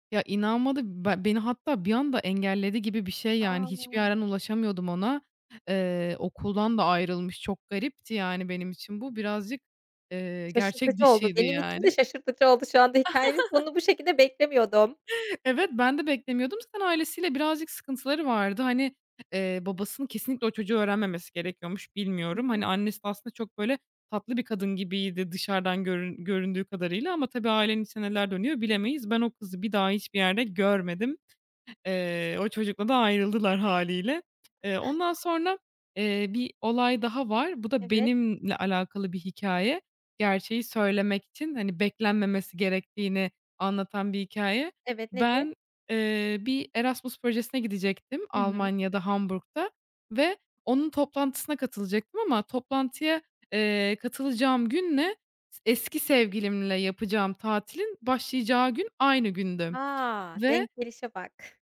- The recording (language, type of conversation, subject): Turkish, podcast, Birine gerçeği söylemek için ne kadar beklemelisin?
- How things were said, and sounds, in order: chuckle; laughing while speaking: "bak"